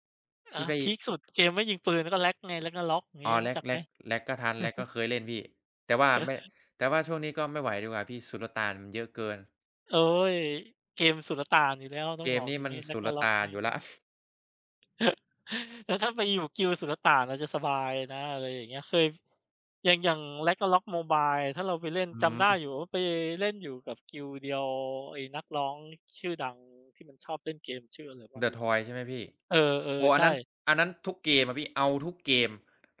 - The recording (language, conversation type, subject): Thai, unstructured, คุณคิดว่าการเล่นเกมออนไลน์ส่งผลต่อชีวิตประจำวันของคุณไหม?
- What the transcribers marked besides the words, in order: chuckle; "ช่วง" said as "ซ่วง"; chuckle